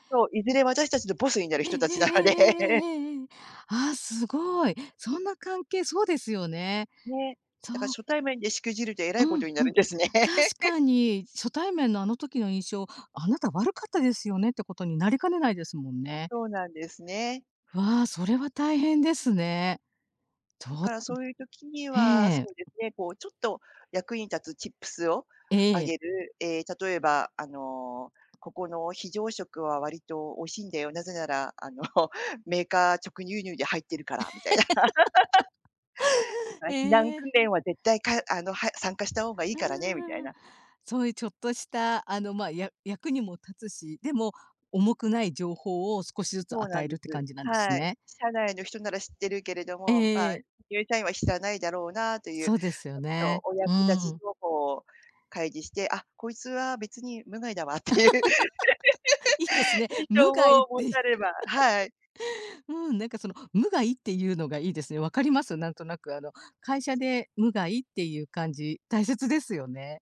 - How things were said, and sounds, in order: laughing while speaking: "なので"; laugh; laughing while speaking: "なるんですね"; chuckle; unintelligible speech; in English: "チップス"; chuckle; laugh; tapping; unintelligible speech; laugh; laughing while speaking: "っていう"; laugh; chuckle
- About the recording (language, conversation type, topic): Japanese, podcast, 初対面で相手との距離を自然に縮める話し方はありますか？